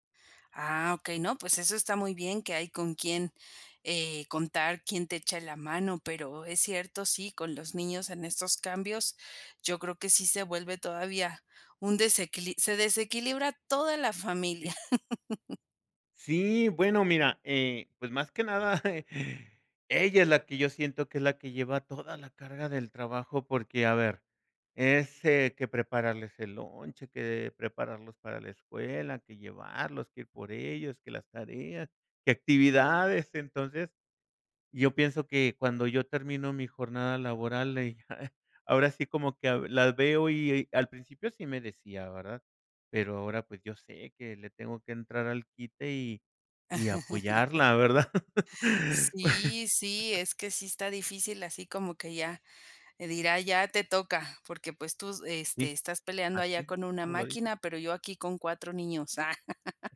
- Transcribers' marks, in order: laugh; chuckle; chuckle; laugh; laughing while speaking: "¿verdad?"; laugh; laugh
- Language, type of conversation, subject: Spanish, podcast, ¿Cómo equilibras el trabajo y la vida familiar sin volverte loco?